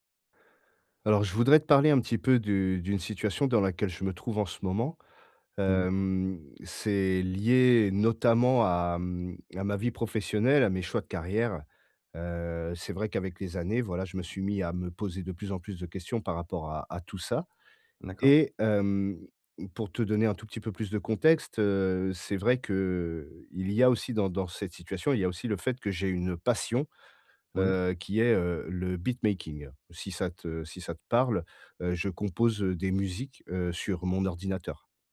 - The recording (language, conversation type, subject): French, advice, Comment puis-je baisser mes attentes pour avancer sur mon projet ?
- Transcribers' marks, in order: drawn out: "Hem"; in English: "beat making"